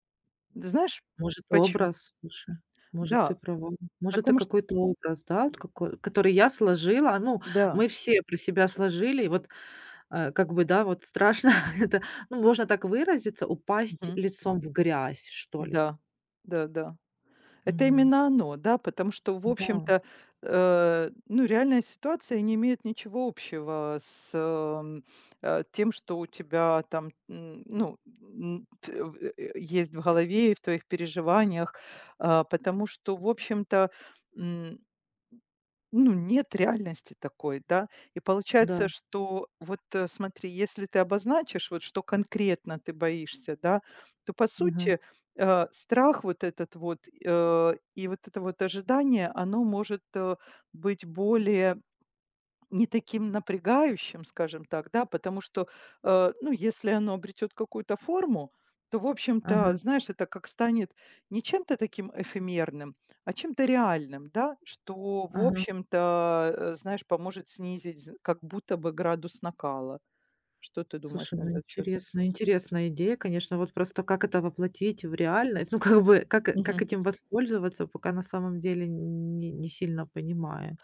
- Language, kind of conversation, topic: Russian, advice, Как вы переживаете ожидание, что должны всегда быть успешным и финансово обеспеченным?
- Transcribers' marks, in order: tapping; laughing while speaking: "страшно"; other background noise; laughing while speaking: "Ну как бы"